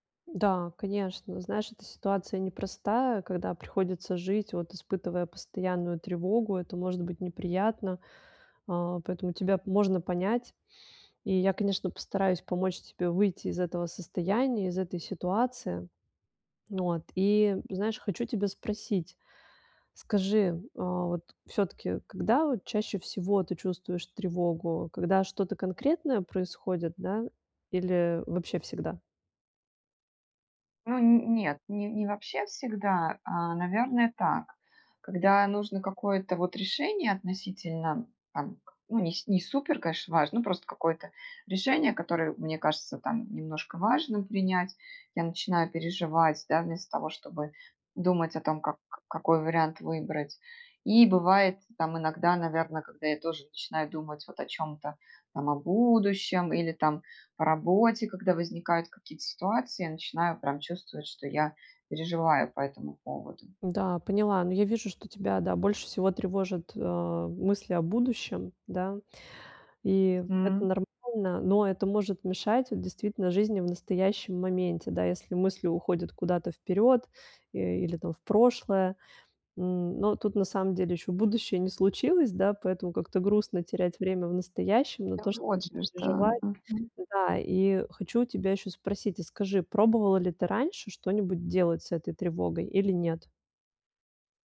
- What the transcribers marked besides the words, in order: other background noise; "конечно" said as "каэш"; tapping
- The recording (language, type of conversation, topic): Russian, advice, Как перестать бороться с тревогой и принять её как часть себя?